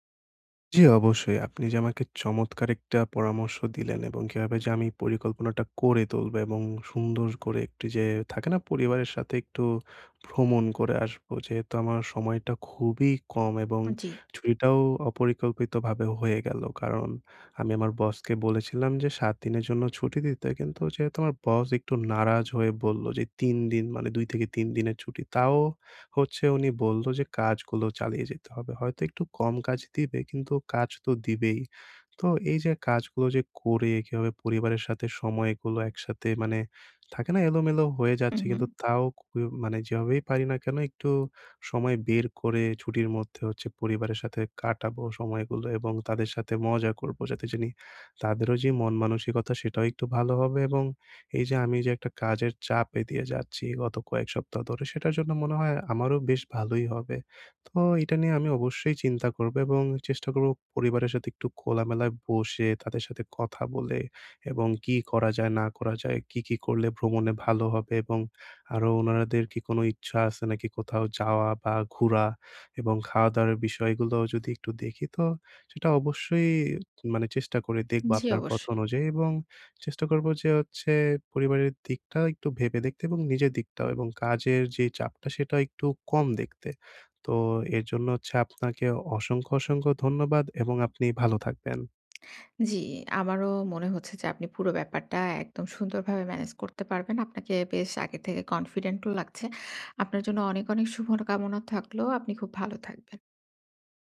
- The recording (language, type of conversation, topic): Bengali, advice, অপরিকল্পিত ছুটিতে আমি কীভাবে দ্রুত ও সহজে চাপ কমাতে পারি?
- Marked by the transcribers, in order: other background noise; tapping; stressed: "খুবই"; anticipating: "আপনার জন্য অনেক অনেক শুভ ন কামনা থাকলো, আপনি খুব ভালো থাকবেন"